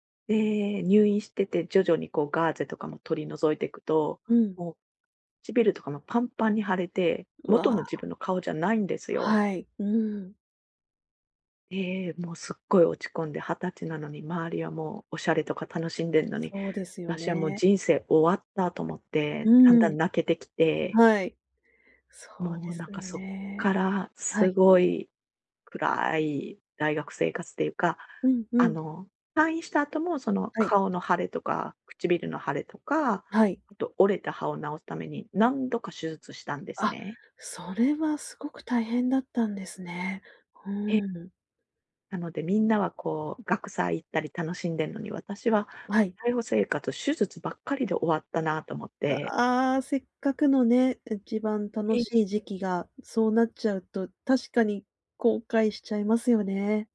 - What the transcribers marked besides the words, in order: none
- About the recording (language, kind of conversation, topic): Japanese, advice, 過去の失敗を引きずって自己否定が続くのはなぜですか？